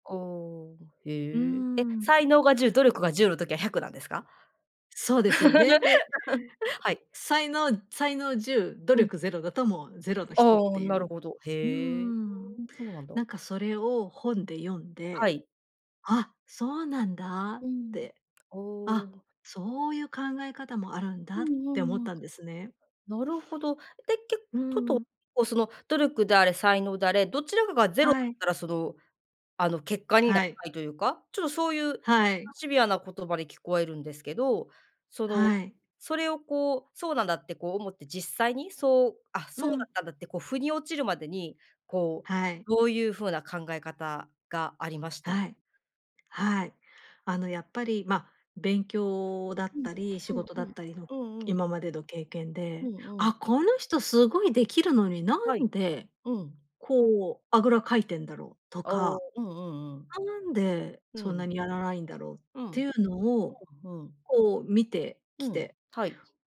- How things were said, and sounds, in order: laugh; tapping; other background noise
- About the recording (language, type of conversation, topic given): Japanese, podcast, 才能と努力では、どちらがより大事だと思いますか？